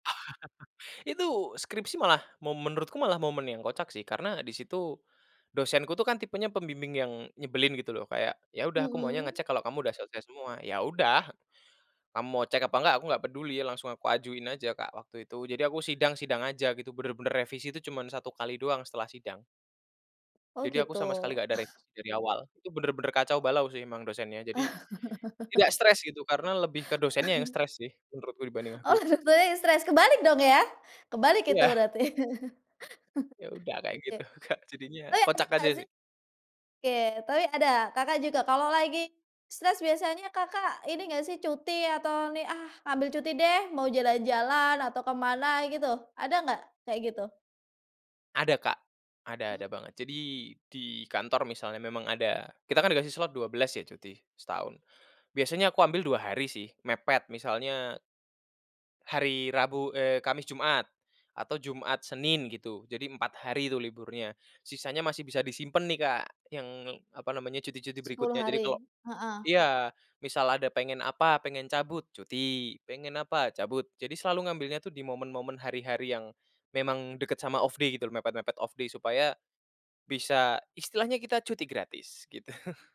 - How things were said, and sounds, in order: chuckle; other background noise; laugh; chuckle; laughing while speaking: "stres"; chuckle; laughing while speaking: "gitu"; in English: "off day"; in English: "off day"; chuckle
- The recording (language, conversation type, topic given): Indonesian, podcast, Apa saja cara sederhana untuk mengurangi stres sehari-hari?